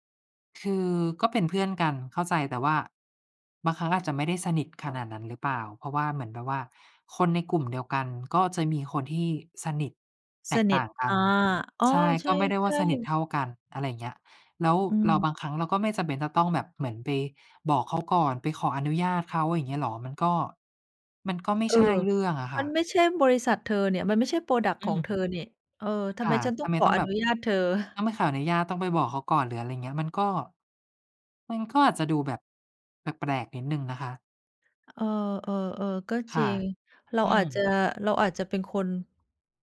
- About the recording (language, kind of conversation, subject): Thai, unstructured, ถ้าเกิดความขัดแย้งกับเพื่อน คุณจะหาทางแก้ไขอย่างไร?
- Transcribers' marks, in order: in English: "พรอดักต์"